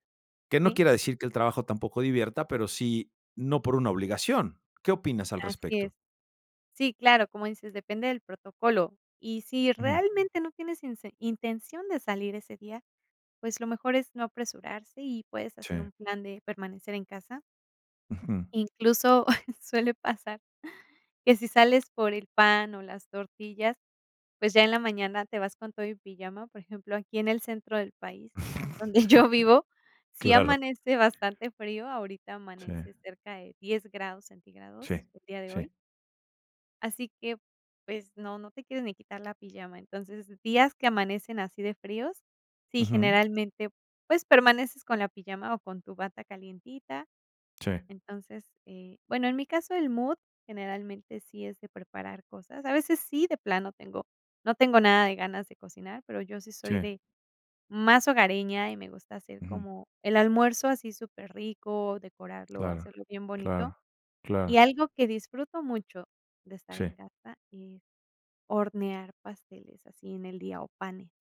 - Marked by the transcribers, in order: chuckle; other background noise; laugh
- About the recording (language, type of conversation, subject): Spanish, podcast, ¿Cómo sería tu día perfecto en casa durante un fin de semana?